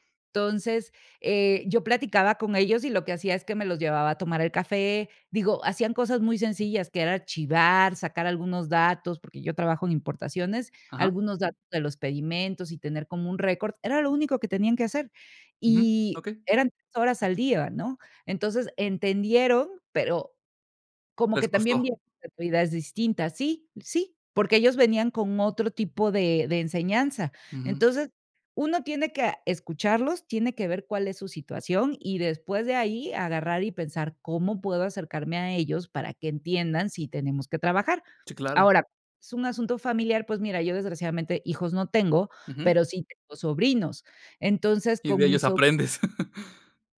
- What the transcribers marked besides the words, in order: unintelligible speech; chuckle
- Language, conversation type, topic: Spanish, podcast, ¿Qué consejos darías para llevarse bien entre generaciones?